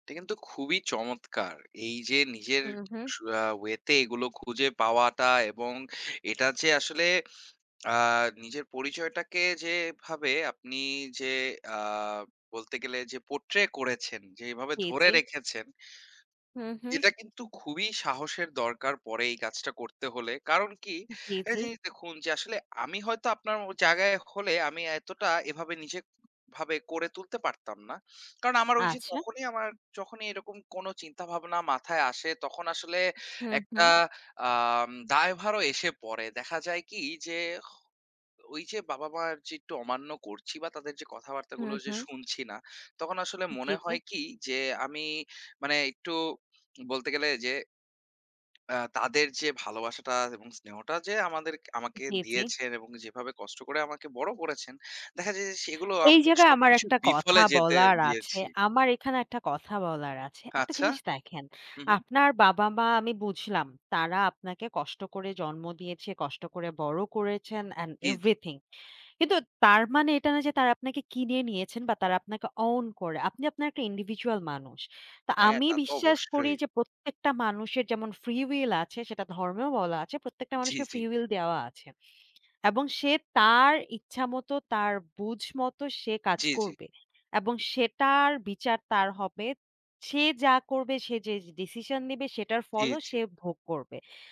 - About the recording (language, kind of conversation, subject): Bengali, unstructured, আপনি নিজের পরিচয় কীভাবে বোঝেন?
- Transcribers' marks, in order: tapping; tongue click; in English: "পোর্ট্রে"; other background noise; in English: "অ্যান্ড অ্যান্ড এভরিথিং"; in English: "অউন"; in English: "ইন্ডিভিজুয়াল"; in English: "ফ্রি উইল"; in English: "ফ্রি উইল"